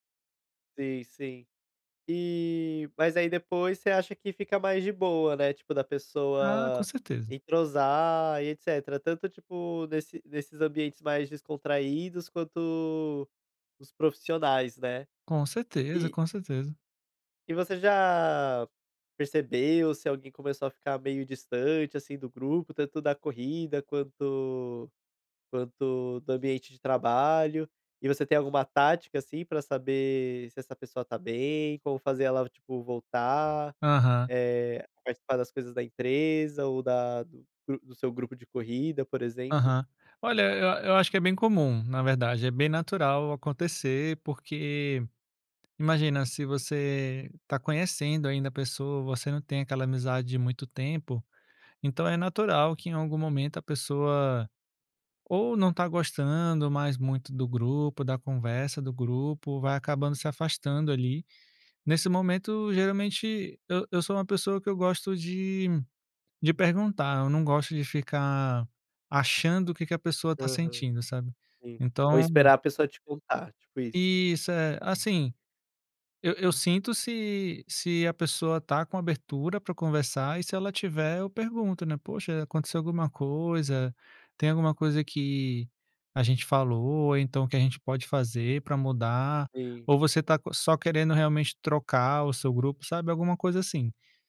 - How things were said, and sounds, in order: none
- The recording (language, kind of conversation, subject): Portuguese, podcast, Como criar uma boa conexão ao conversar com alguém que você acabou de conhecer?